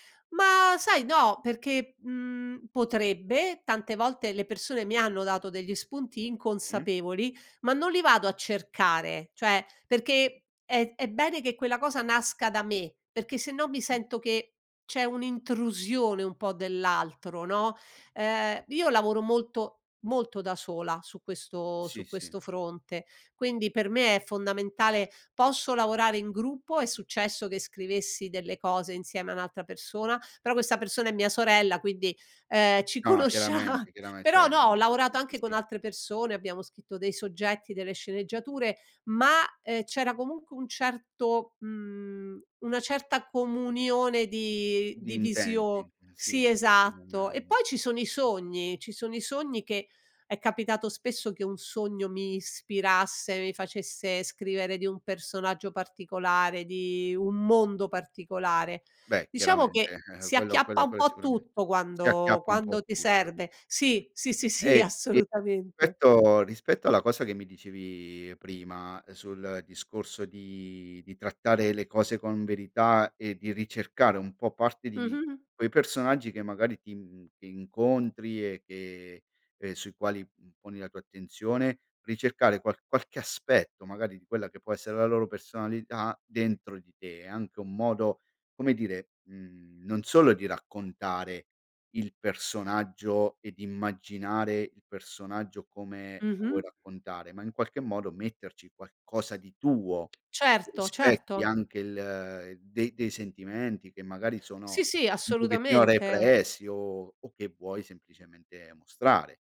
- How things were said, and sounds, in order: laughing while speaking: "conoscia"; "cioè" said as "ceh"; unintelligible speech; chuckle; laughing while speaking: "sì, assolutamente"; tapping; stressed: "tuo"
- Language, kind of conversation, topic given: Italian, podcast, Come nascono le tue idee per i progetti creativi?